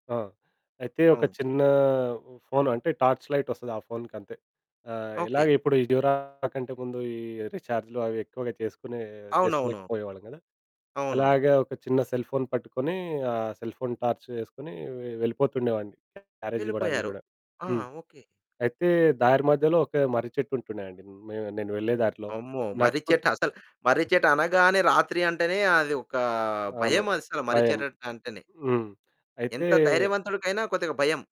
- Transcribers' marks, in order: drawn out: "చిన్నా"; in English: "టార్చ్"; static; distorted speech; in English: "డ్యురా"; in English: "సెల్ ఫోన్"; in English: "సెల్ ఫోన్ టార్చ్"; other background noise; drawn out: "ఒకా"; "చెట్టంటేనే" said as "చెరట్టంటేనే"
- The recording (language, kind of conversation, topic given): Telugu, podcast, ఒంటరిగా ప్రయాణించే సమయంలో వచ్చే భయాన్ని మీరు ఎలా ఎదుర్కొంటారు?